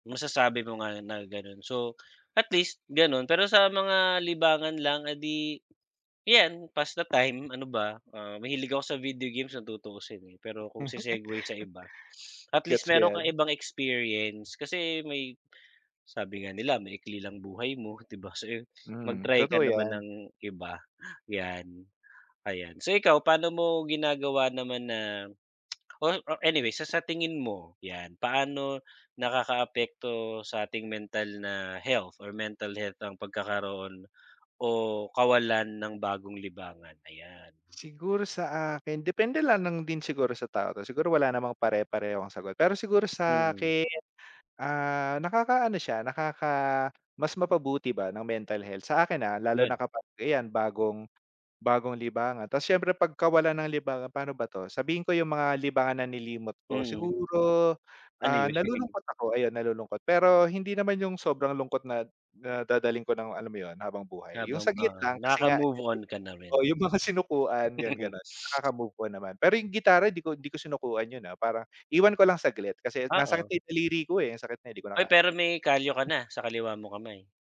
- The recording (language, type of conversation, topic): Filipino, unstructured, Bakit mahalaga ang pagkatuto ng mga bagong kasanayan sa buhay, at paano mo hinaharap ang takot sa pagsubok ng bagong libangan?
- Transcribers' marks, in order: other animal sound; tapping; laugh; sniff; sniff; tongue click; other background noise; laugh; unintelligible speech; chuckle; chuckle